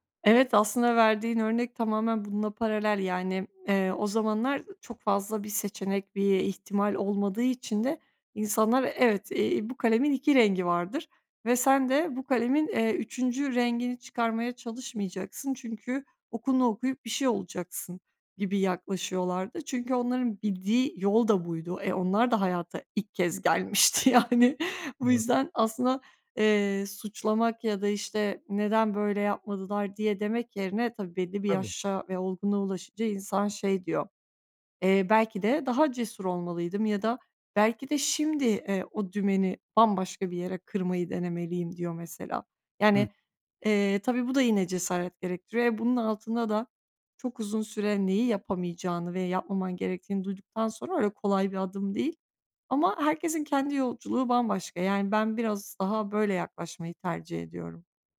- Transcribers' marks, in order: laughing while speaking: "yani"
- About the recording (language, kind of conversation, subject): Turkish, podcast, Para mı yoksa anlam mı senin için öncelikli?